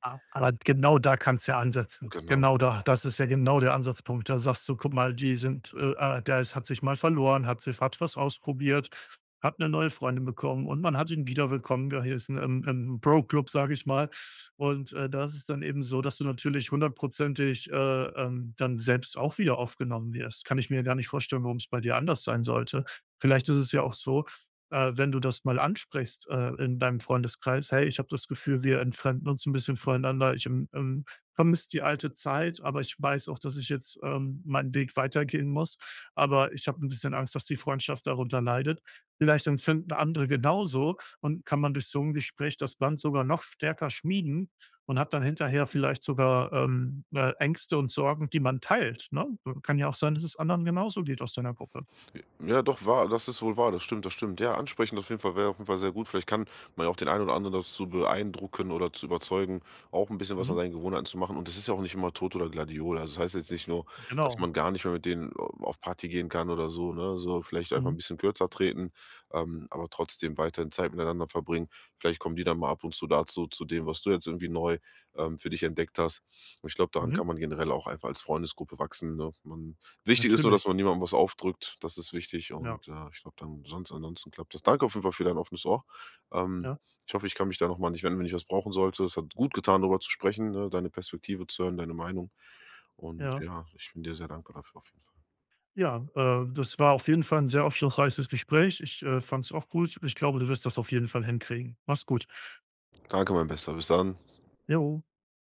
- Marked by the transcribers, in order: "geheißen" said as "gehießen"; in English: "Bro-Club"; other background noise; sniff
- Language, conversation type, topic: German, advice, Wie kann ich mein Umfeld nutzen, um meine Gewohnheiten zu ändern?
- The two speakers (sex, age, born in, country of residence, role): male, 30-34, Germany, Germany, user; male, 35-39, Germany, Germany, advisor